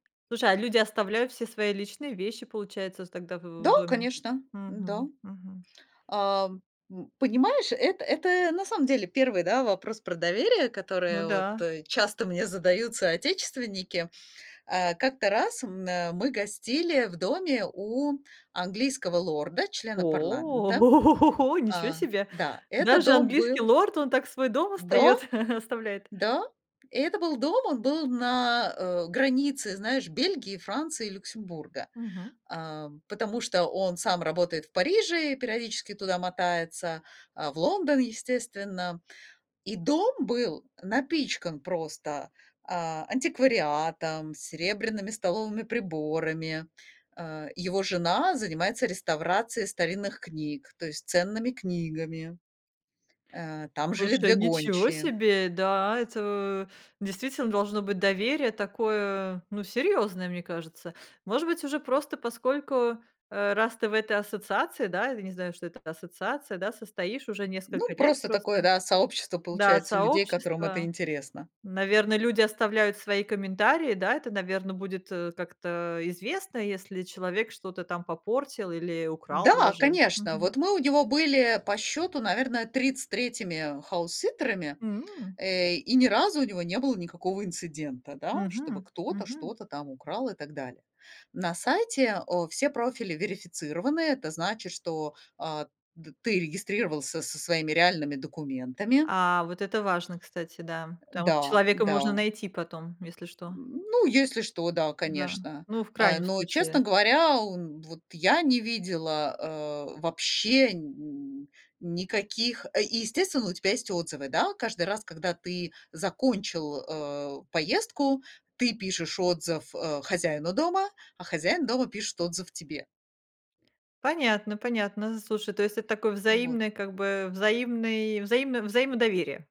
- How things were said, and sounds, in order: tapping; other background noise; surprised: "О! О го го го го! Ничего себе!"; chuckle; in English: "хаус-ситтерами"
- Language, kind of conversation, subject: Russian, podcast, Как ты провёл(провела) день, живя как местный житель, а не как турист?